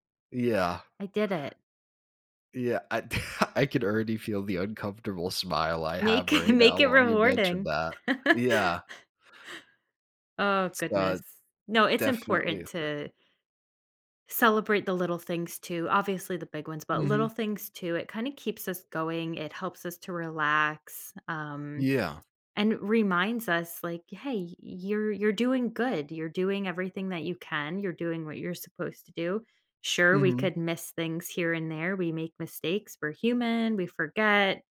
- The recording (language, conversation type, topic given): English, advice, How can I cope with feeling restless after a major life change?
- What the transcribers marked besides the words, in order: laugh; chuckle; tapping; laugh; other background noise